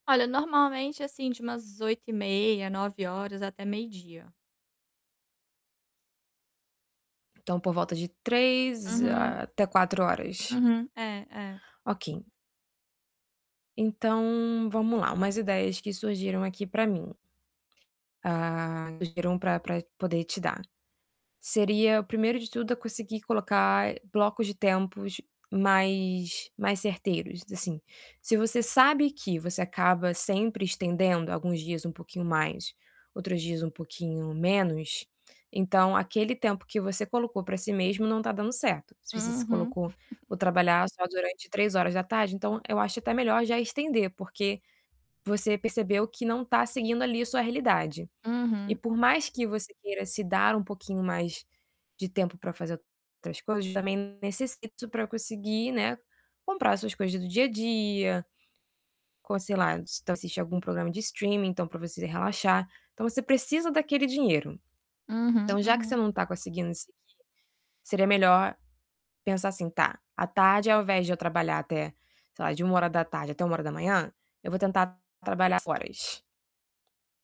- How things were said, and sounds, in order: other background noise; distorted speech; tapping; chuckle; static; in English: "streaming"; unintelligible speech
- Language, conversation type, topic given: Portuguese, advice, Como posso organizar melhor meu tempo e minhas prioridades diárias?